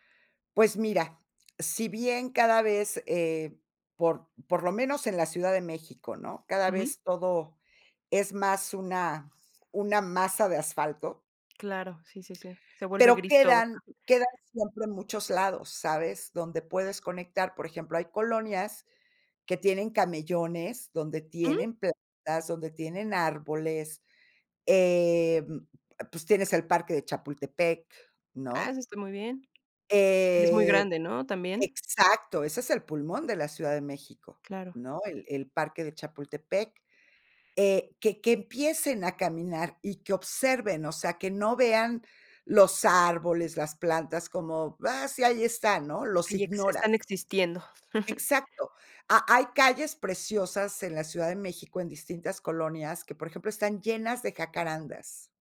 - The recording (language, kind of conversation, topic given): Spanish, podcast, ¿Qué papel juega la naturaleza en tu salud mental o tu estado de ánimo?
- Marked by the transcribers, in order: tapping; chuckle